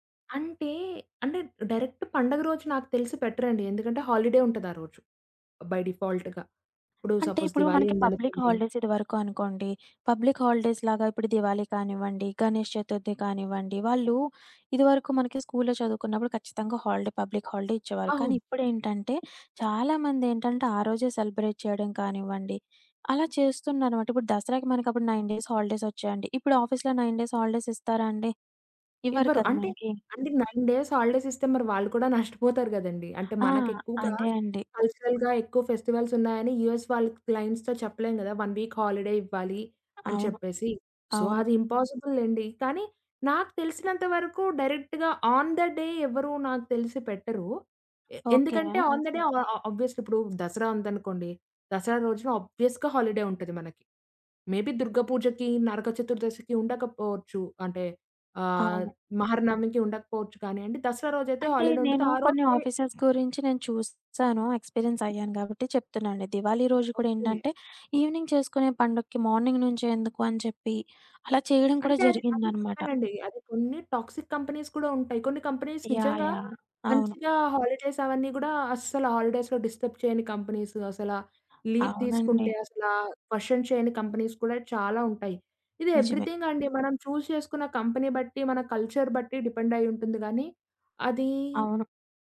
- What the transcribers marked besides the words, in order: in English: "హాలిడే"; in English: "బై డిఫాల్ట్‌గా"; in English: "సపోజ్"; other background noise; in English: "పబ్లిక్ హాలిడేస్"; in English: "పబ్లిక్ హాలిడేస్‌లాగా"; in English: "హాలిడే పబ్లిక్ హాలిడే"; in English: "సెలబ్రేట్"; in English: "నైన్ డేస్ హాలిడేస్"; in English: "ఆఫీస్‌లొ నైన్ డేస్ హాలిడేస్"; in English: "నైన్ డేస్ హాలిడేస్"; in English: "కల్చరల్‌గా"; in English: "ఫెస్టివల్స్"; in English: "యూఎస్"; in English: "క్లయింట్స్‌తో"; in English: "వన్ వీక్ హాలిడే"; in English: "సో"; in English: "డైరెక్ట్‌గా ఆన్ ద డే"; background speech; in English: "ఆన్ ద డే ఆ ఆ ఆబ్వియస్‌లీ"; in English: "ఆబ్వియస్‌గా హాలిడే"; in English: "మేబీ"; in English: "హాలిడే"; in English: "ఆఫీసర్స్"; in English: "ఎక్స్‌పీరియన్స్"; in English: "ఈవెనింగ్"; in English: "మార్నింగ్"; in English: "టాక్సిక్ కంపెనీస్"; in English: "హాలిడేస్"; in English: "హాలిడేస్‌లొ డిస్టర్బ్"; in English: "కంపెనీస్"; in English: "లీవ్"; in English: "క్వెషన్"; in English: "కంపెనీస్"; in English: "ఎవ్రీథింగ్"; in English: "చూజ్"; in English: "కంపెనీ"; in English: "కల్చర్"
- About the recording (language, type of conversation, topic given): Telugu, podcast, ఆఫీస్ సమయం ముగిసాక కూడా పని కొనసాగకుండా మీరు ఎలా చూసుకుంటారు?